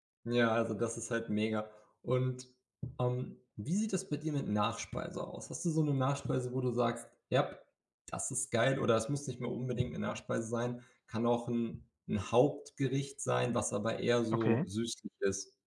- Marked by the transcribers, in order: other background noise
- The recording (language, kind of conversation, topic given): German, unstructured, Was ist dein Lieblingsessen und warum?
- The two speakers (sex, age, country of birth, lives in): male, 20-24, Germany, Germany; male, 30-34, Germany, Germany